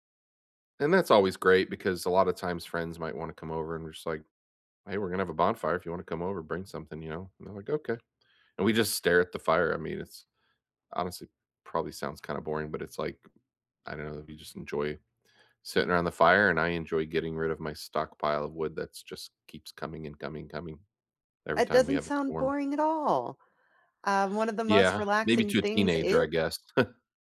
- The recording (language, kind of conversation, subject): English, unstructured, What weekend rituals make you happiest?
- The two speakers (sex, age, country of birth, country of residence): female, 40-44, United States, United States; male, 40-44, United States, United States
- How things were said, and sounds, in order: tapping; chuckle